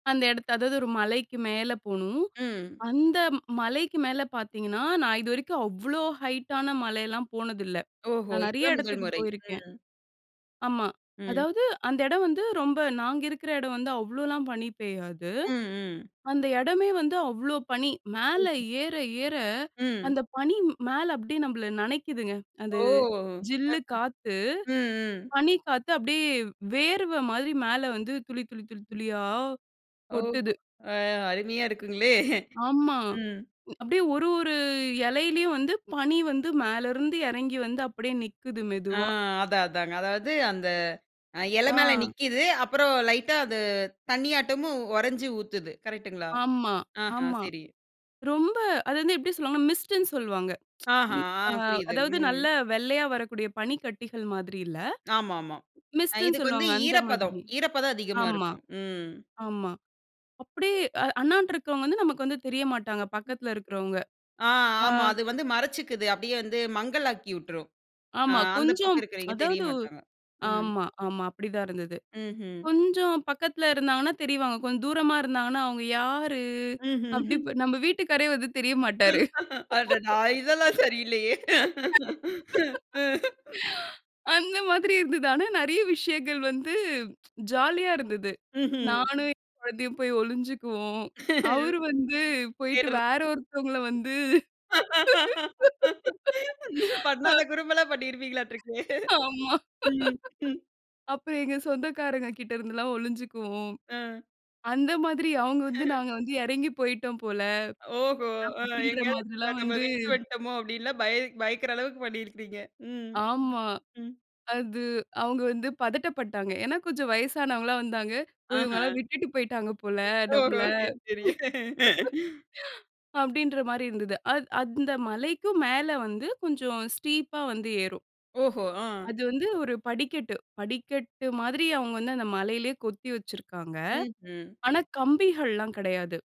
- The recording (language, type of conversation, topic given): Tamil, podcast, உங்களுக்கு மிகுந்த மகிழ்ச்சி தந்த அனுபவம் என்ன?
- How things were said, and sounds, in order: other noise; chuckle; in English: "மிஸ்ட்ன்னு"; tsk; in English: "மிஸ்ட்ன்னு"; tsk; chuckle; laughing while speaking: "அடடா! இதெல்லாம் சரியில்லயே! ம்"; drawn out: "யாரு?"; laughing while speaking: "நம்ம வீட்டுக்காரரே வந்து தெரிய மாட்டாரு. அந்த மாதிரி இருந்தது"; tsk; chuckle; unintelligible speech; laughing while speaking: "பண்ணாத குறும்பெல்லாம் பண்ணிருப்பீங்களாட்ருக்கே!"; laugh; laughing while speaking: "ஆமா. அப்புறம் எங்க சொந்தகாரங்ககிட்ட இருந்துலாம் ஒளிஞ்சிக்குவோம்"; chuckle; laughing while speaking: "ஓஹோ! அ எங்கேயாவது நம்ம விட்டுட்டு … பண்ணியிருப்பீங்க. ம், ம்"; laughing while speaking: "ஓஹோ! சரி, சரிங்க"; laughing while speaking: "போல நம்மள, அப்டின்றமாரி இருந்தது"; in English: "ஸ்டீப்பா"